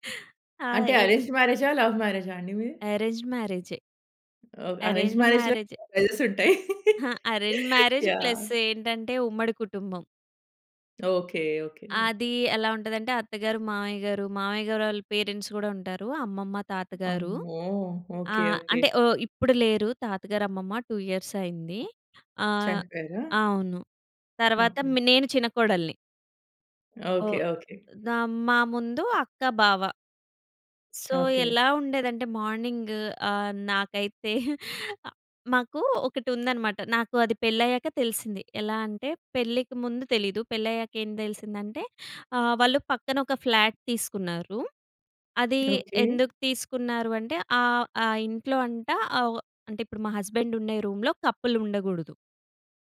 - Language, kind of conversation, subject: Telugu, podcast, మీ కుటుంబంలో ప్రతి రోజు జరిగే ఆచారాలు ఏమిటి?
- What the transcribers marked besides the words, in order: in English: "అరేంజ్డ్"; in English: "అరేంజ్డ్"; in English: "అరేంజ్డ్"; in English: "అరేంజ్డ్ మ్యారేజ్‌లోనే"; unintelligible speech; in English: "అరేంజ్డ్ మ్యారేజ్ ప్లస్"; laugh; in English: "పేరెంట్స్"; other background noise; in English: "టూ ఇయర్స్"; in English: "సో"; in English: "మార్నింగ్"; chuckle; in English: "ఫ్లాట్"; in English: "హస్బెండ్"; in English: "రూమ్‍లో కపుల్"